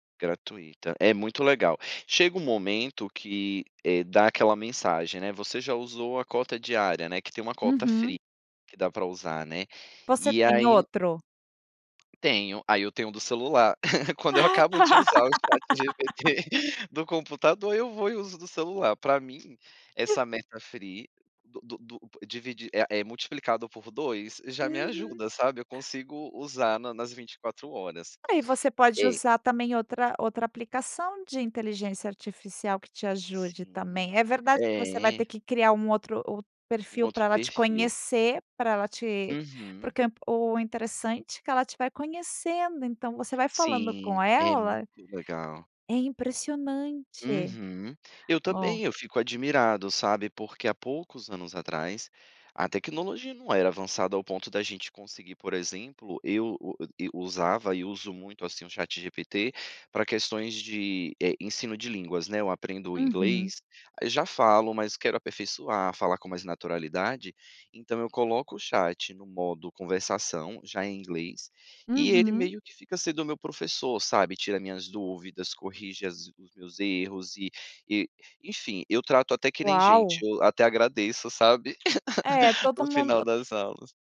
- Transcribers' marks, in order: in English: "free"; tapping; giggle; laugh; in English: "free"; chuckle
- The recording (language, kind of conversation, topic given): Portuguese, podcast, Como você criou uma solução criativa usando tecnologia?